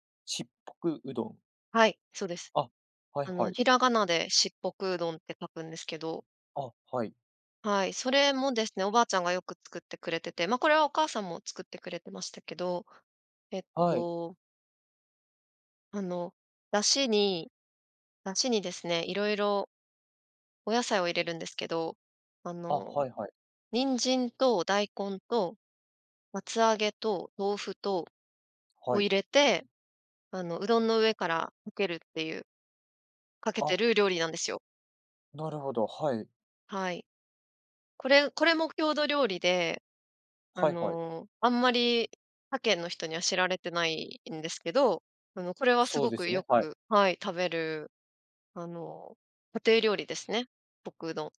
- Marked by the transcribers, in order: none
- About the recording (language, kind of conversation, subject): Japanese, podcast, おばあちゃんのレシピにはどんな思い出がありますか？